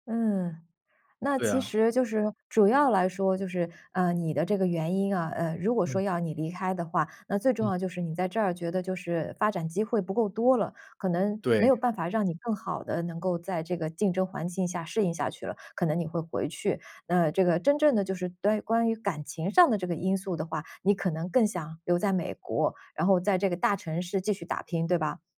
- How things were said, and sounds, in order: none
- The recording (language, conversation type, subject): Chinese, podcast, 你如何看待在大城市发展和回家乡生活之间的选择？